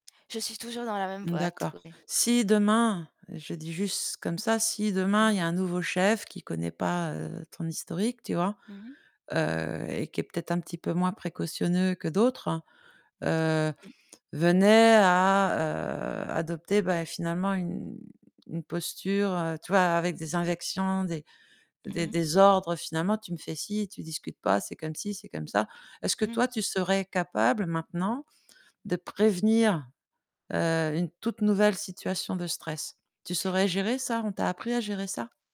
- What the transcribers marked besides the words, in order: distorted speech; other background noise; "injections" said as "invections"; tapping
- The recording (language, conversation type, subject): French, podcast, Comment gères-tu l’équilibre entre ta vie professionnelle et ta vie personnelle ?